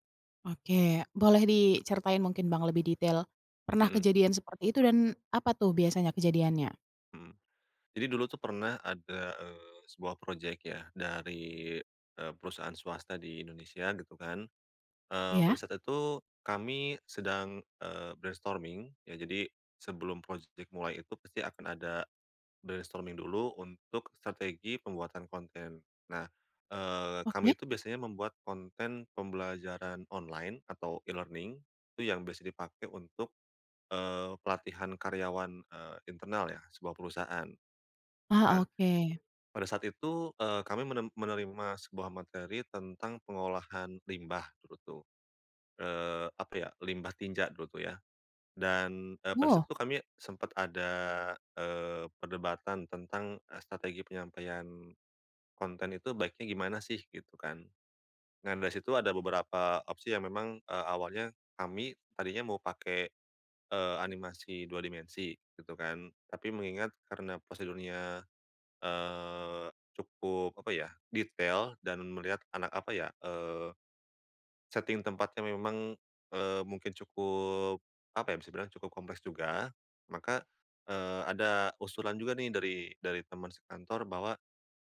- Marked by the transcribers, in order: in English: "project"; in English: "brainstorming"; in English: "project"; in English: "brainstorming"; in English: "e-learning"; tapping
- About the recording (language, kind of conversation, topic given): Indonesian, podcast, Bagaimana kamu menyeimbangkan pengaruh orang lain dan suara hatimu sendiri?